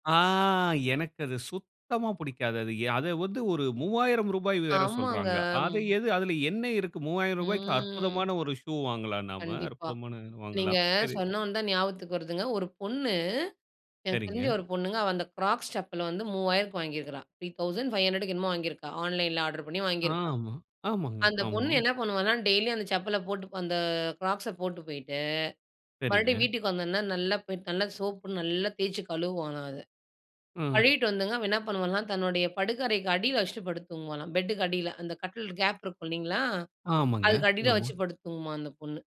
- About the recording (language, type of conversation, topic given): Tamil, podcast, ஒரு முக்கியமான நேர்காணலுக்கு எந்த உடையை அணிவது என்று நீங்கள் என்ன ஆலோசனை கூறுவீர்கள்?
- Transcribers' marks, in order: drawn out: "ம்"; in English: "க்ராக்ஸ் செப்பல்"; in English: "ஆன்லைன்ல ஆர்டர்"; in English: "டெய்லியும்"; in English: "செப்பல"; in English: "கேப்"